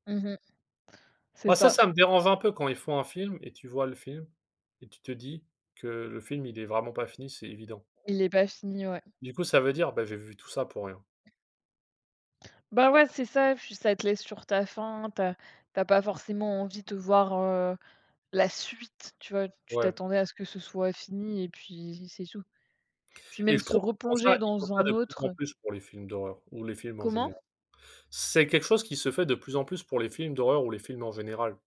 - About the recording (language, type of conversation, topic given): French, unstructured, Les récits d’horreur avec une fin ouverte sont-ils plus stimulants que ceux qui se terminent de manière définitive ?
- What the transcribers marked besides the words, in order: tapping; stressed: "suite"